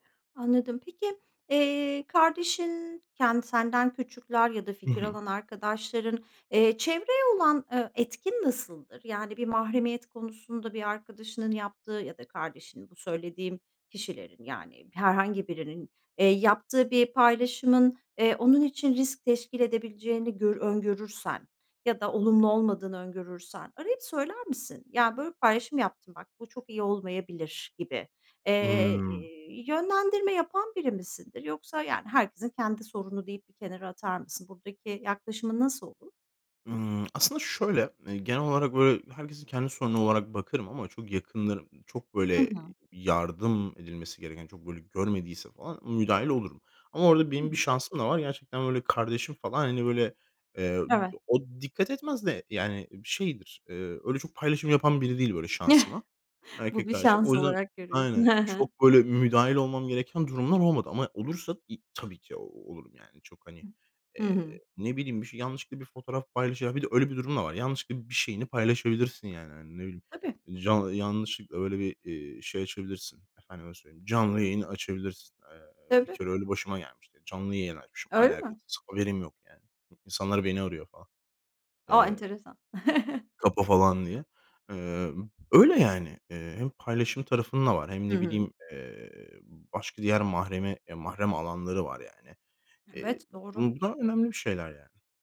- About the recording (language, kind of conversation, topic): Turkish, podcast, Mahremiyetini korumak için teknoloji kullanımında hangi sınırları koyuyorsun?
- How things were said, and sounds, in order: other background noise; chuckle; chuckle